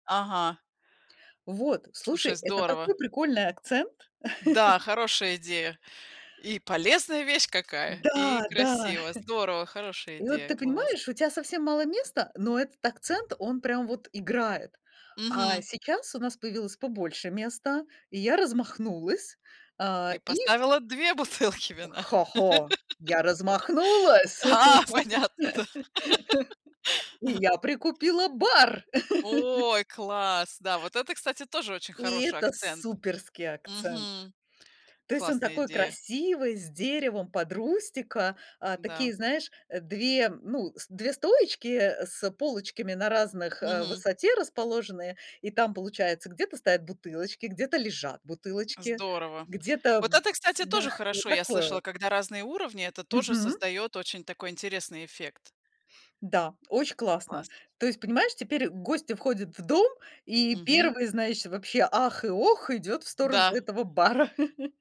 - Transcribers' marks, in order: chuckle; chuckle; tapping; laughing while speaking: "бутылки вина. А, понятно, да"; laugh; laugh; stressed: "суперский"; chuckle
- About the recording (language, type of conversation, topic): Russian, podcast, Как гармонично сочетать минимализм с яркими акцентами?